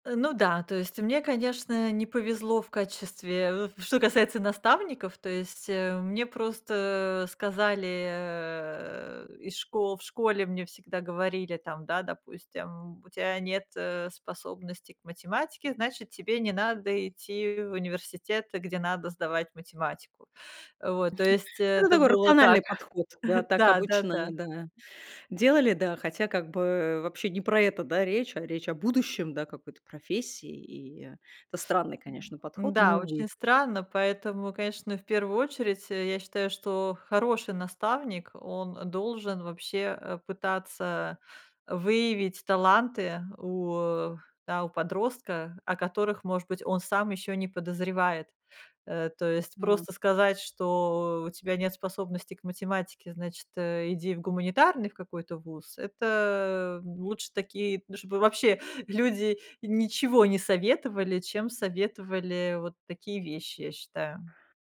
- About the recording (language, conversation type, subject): Russian, podcast, Как наставник может помочь выбрать профессию?
- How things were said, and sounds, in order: chuckle; tapping; chuckle; other background noise